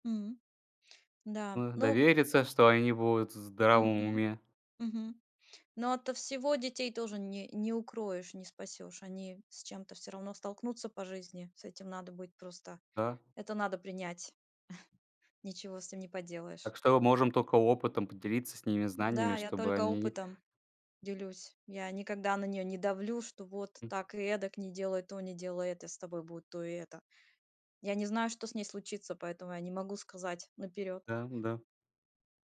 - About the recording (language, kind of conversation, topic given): Russian, unstructured, Как ты обычно проводишь время с семьёй или друзьями?
- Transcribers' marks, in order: tapping; other background noise; other noise; chuckle